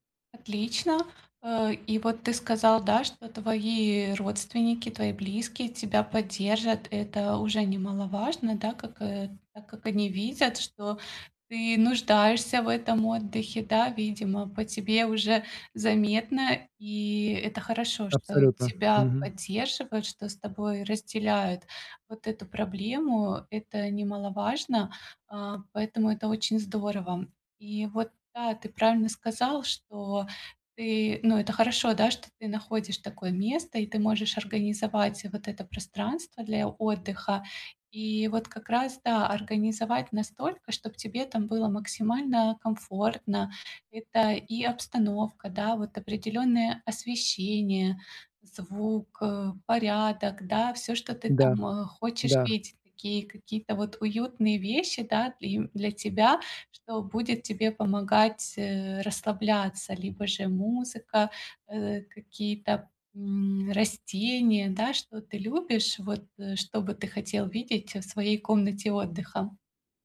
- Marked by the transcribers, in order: none
- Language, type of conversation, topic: Russian, advice, Почему мне так трудно расслабиться и спокойно отдохнуть дома?